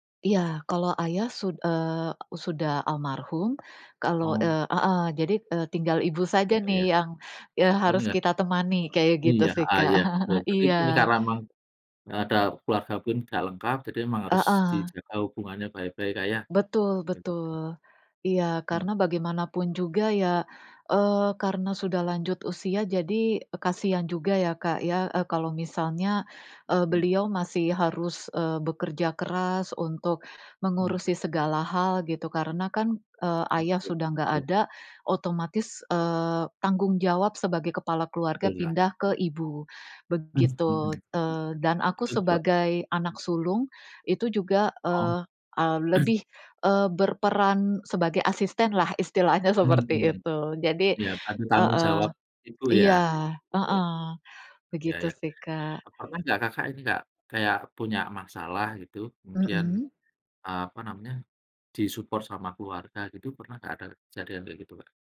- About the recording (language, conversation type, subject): Indonesian, unstructured, Apa arti keluarga dalam kehidupan sehari-harimu?
- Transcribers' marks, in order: other background noise; chuckle; tapping; unintelligible speech; throat clearing; in English: "di-support"